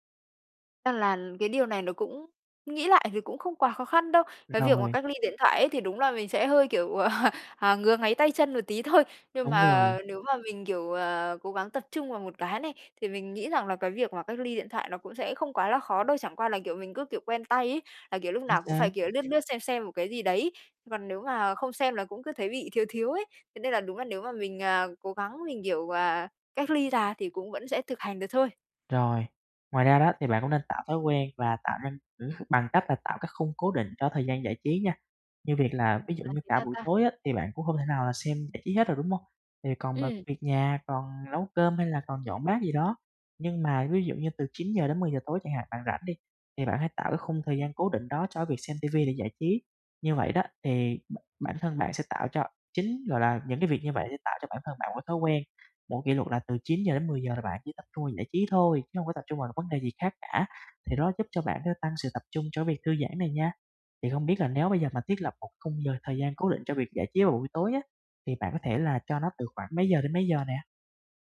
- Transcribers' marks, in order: tapping; laugh; other background noise; other noise
- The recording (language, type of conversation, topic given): Vietnamese, advice, Làm sao để tránh bị xao nhãng khi xem phim hoặc nghe nhạc ở nhà?